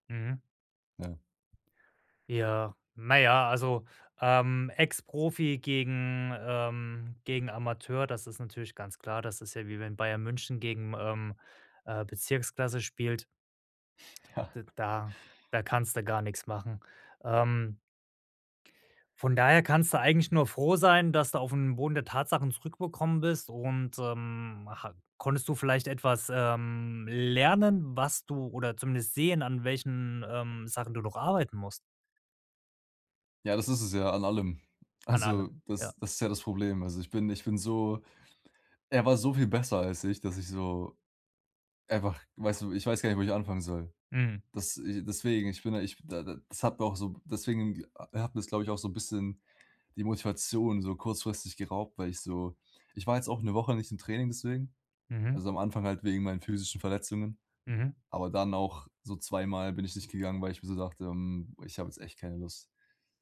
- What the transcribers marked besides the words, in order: "zurückgekommen" said as "zurückbekommen"
- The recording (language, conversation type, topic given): German, advice, Wie kann ich nach einem Rückschlag meine Motivation wiederfinden?